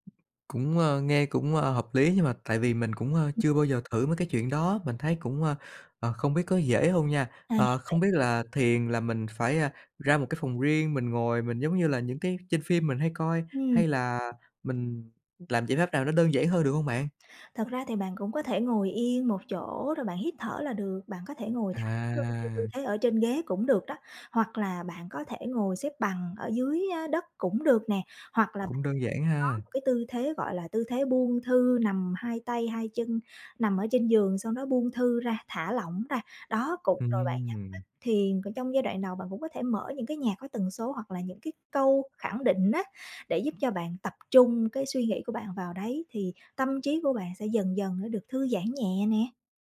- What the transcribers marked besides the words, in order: tapping; other background noise
- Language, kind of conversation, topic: Vietnamese, advice, Bạn thường ăn theo cảm xúc như thế nào khi buồn hoặc căng thẳng?